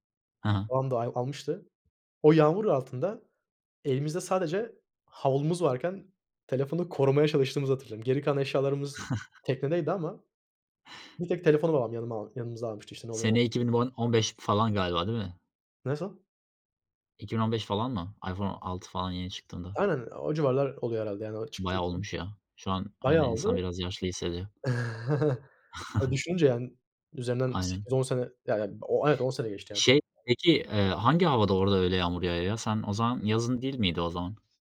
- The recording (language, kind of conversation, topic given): Turkish, unstructured, En unutulmaz aile tatiliniz hangisiydi?
- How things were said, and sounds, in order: other background noise; chuckle; chuckle; unintelligible speech; tapping